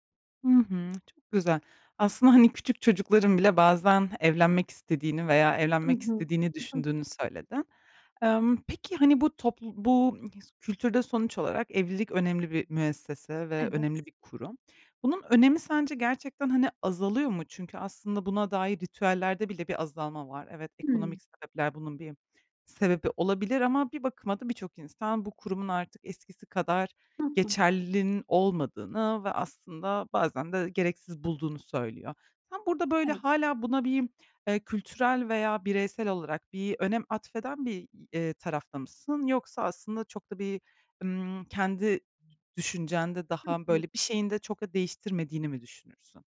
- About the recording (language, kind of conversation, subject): Turkish, podcast, Bir düğün ya da kutlamada herkesin birlikteymiş gibi hissettiği o anı tarif eder misin?
- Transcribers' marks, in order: tapping; unintelligible speech; other noise